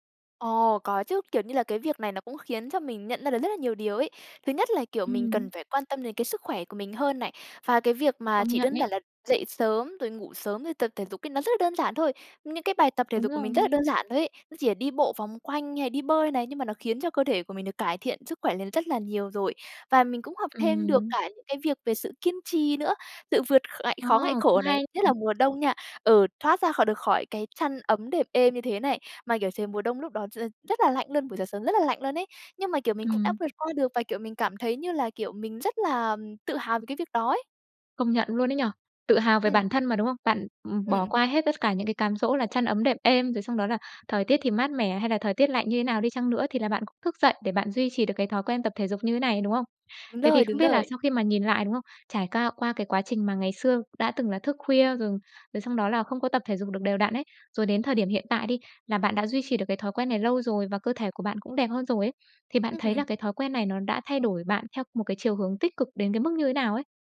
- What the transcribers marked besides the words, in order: other background noise; tapping
- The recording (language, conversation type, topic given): Vietnamese, podcast, Bạn duy trì việc tập thể dục thường xuyên bằng cách nào?